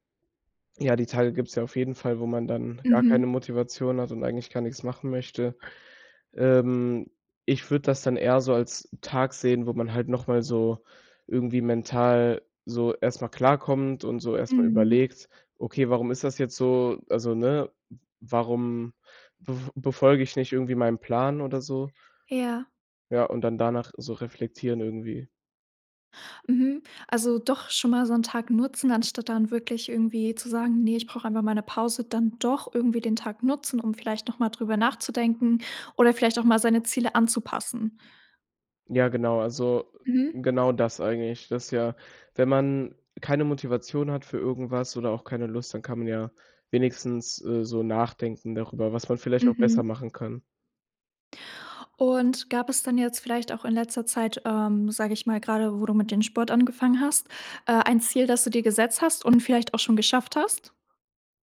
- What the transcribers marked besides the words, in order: none
- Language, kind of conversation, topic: German, podcast, Was tust du, wenn dir die Motivation fehlt?